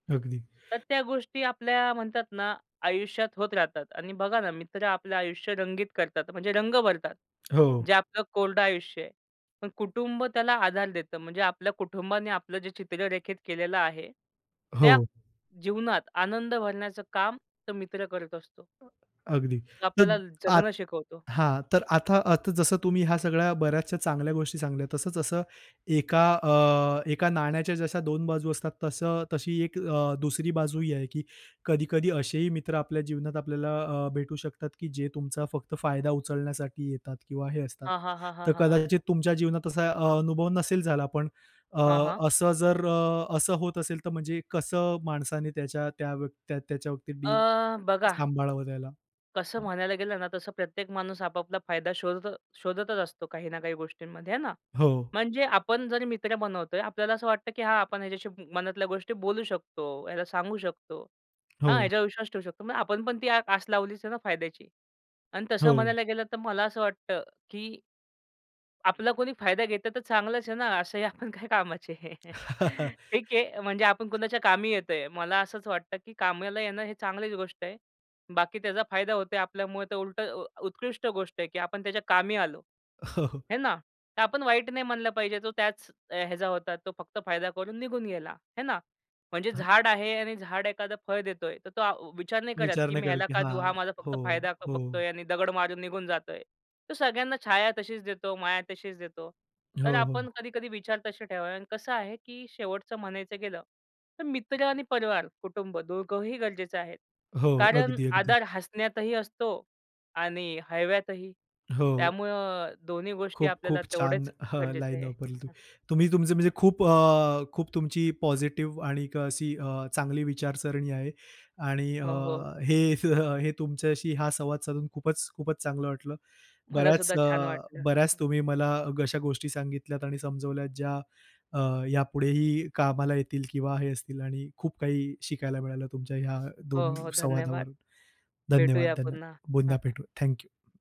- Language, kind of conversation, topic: Marathi, podcast, मित्रांकडून मिळणारा आधार आणि कुटुंबाकडून मिळणारा आधार यातील मूलभूत फरक तुम्ही कसा समजावाल?
- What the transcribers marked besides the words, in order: tapping; other background noise; other noise; laugh; chuckle; chuckle; chuckle